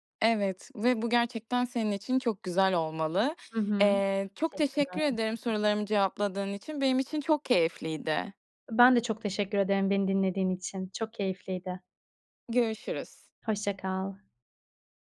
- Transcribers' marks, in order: none
- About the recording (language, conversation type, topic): Turkish, podcast, Kahve veya çay ritüelin nasıl, bize anlatır mısın?
- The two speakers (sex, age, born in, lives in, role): female, 25-29, Turkey, Ireland, host; female, 30-34, Turkey, Spain, guest